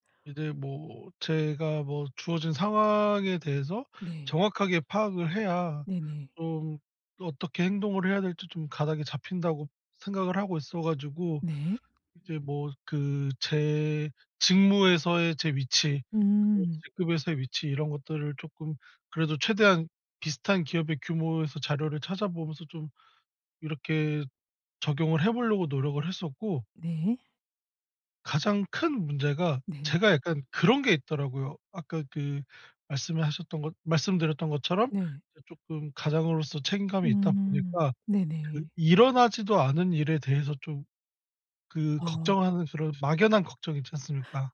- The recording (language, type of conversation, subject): Korean, podcast, 변화가 두려울 때 어떻게 결심하나요?
- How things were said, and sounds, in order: other background noise